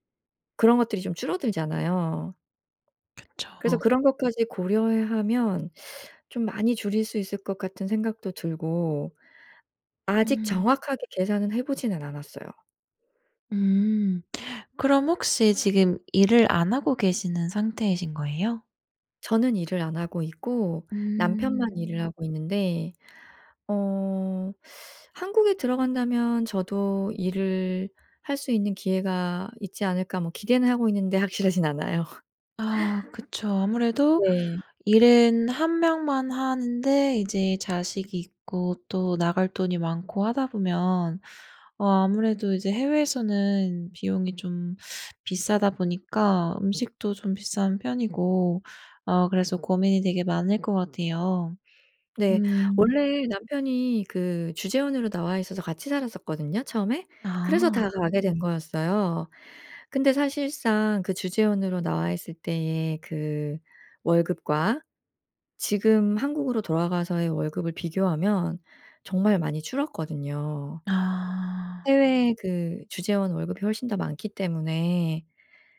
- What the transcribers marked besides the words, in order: tapping; teeth sucking; laughing while speaking: "확실하진 않아요"; laugh; other background noise
- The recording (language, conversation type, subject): Korean, advice, 도시나 다른 나라로 이주할지 결정하려고 하는데, 어떤 점을 고려하면 좋을까요?